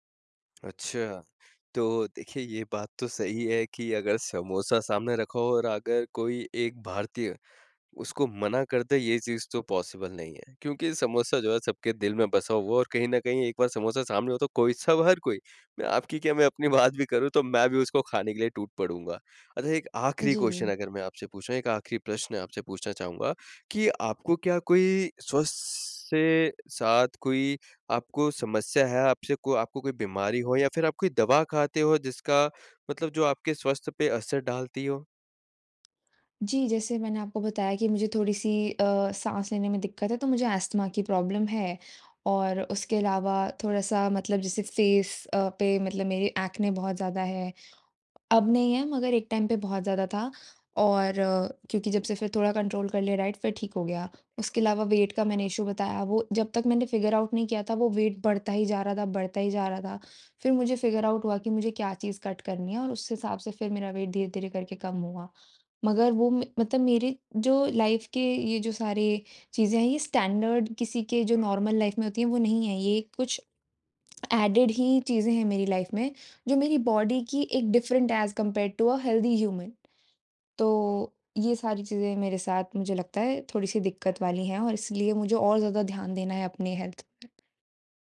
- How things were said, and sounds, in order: in English: "पॉसिबल"; in English: "क्वेश्चन"; in English: "प्रॉब्लम"; in English: "फेस"; in English: "एक्ने"; in English: "टाइम"; in English: "कंट्रोल"; in English: "डाइट"; in English: "वेट"; in English: "इश्यू"; in English: "फिगर आउट"; in English: "वेट"; in English: "फिगर आउट"; in English: "कट"; in English: "वेट"; in English: "लाइफ़"; in English: "स्टैंडर्ड"; in English: "नॉर्मल लाइफ़"; in English: "एडेड"; in English: "बॉडी"; in English: "डिफरेंट एज़ कंपरेड़ टू अ, हेल्थी ह्यूमन"; in English: "हेल्थ"; tapping
- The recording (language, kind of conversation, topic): Hindi, advice, मैं स्वस्थ भोजन की आदत लगातार क्यों नहीं बना पा रहा/रही हूँ?